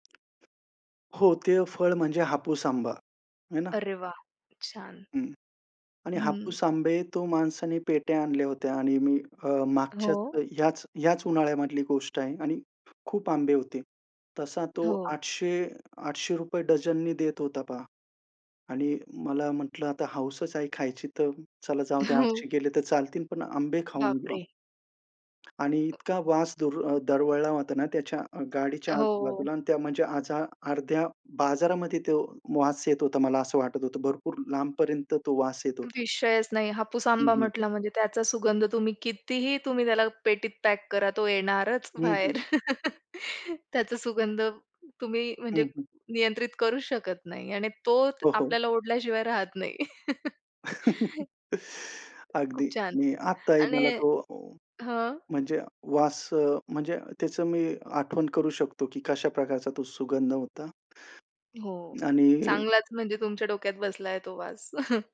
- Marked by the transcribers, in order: tapping; other background noise; laughing while speaking: "हो"; other noise; chuckle; chuckle; chuckle
- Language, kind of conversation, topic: Marathi, podcast, फळांची चव घेताना आणि बाजारात भटकताना तुम्हाला सर्वाधिक आनंद कशात मिळतो?